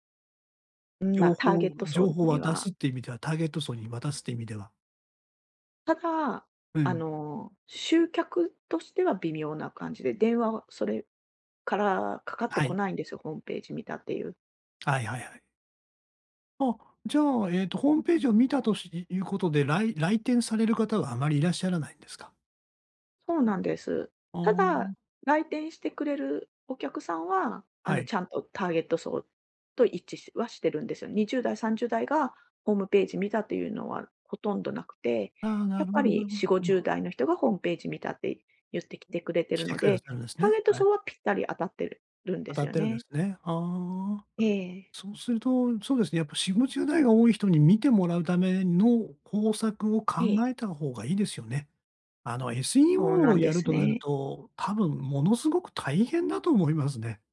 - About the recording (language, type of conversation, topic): Japanese, advice, 選択肢が多すぎて将来の大きな決断ができないとき、迷わず決めるにはどうすればよいですか？
- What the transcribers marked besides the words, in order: other noise